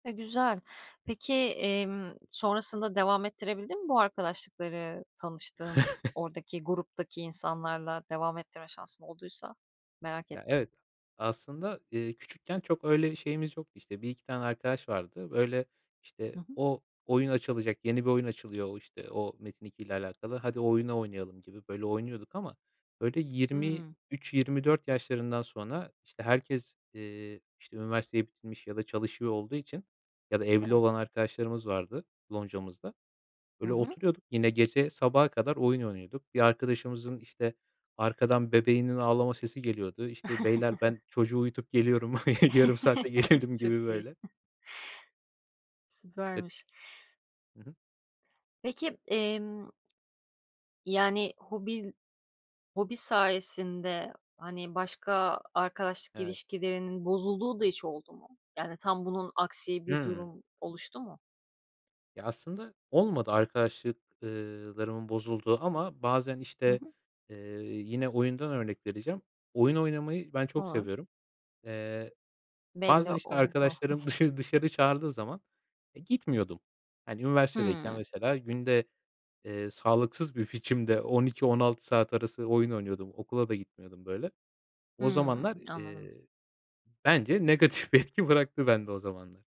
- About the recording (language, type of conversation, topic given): Turkish, podcast, Hobiler sosyal ilişkileri nasıl etkiliyor?
- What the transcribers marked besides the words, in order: chuckle; other background noise; chuckle; laughing while speaking: "yarım saate gelirim"; chuckle; unintelligible speech; laughing while speaking: "dışarı"; giggle; laughing while speaking: "bence negatif bir etki"